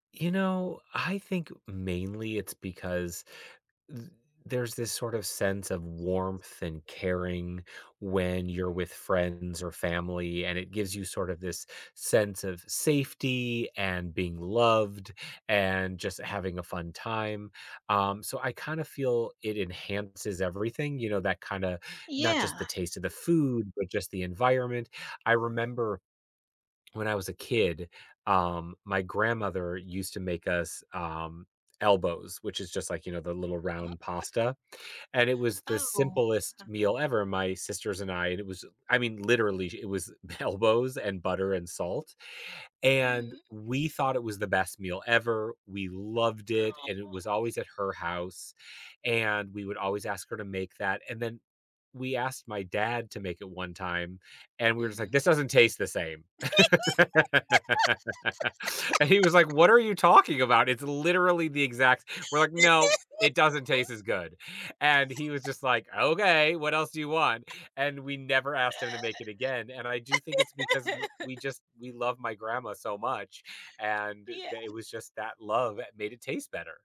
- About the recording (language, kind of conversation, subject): English, unstructured, Why do some foods taste better when shared with others?
- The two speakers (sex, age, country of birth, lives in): female, 30-34, United States, United States; male, 50-54, United States, United States
- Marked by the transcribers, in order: background speech; other noise; unintelligible speech; laugh; laugh; laugh; chuckle; laugh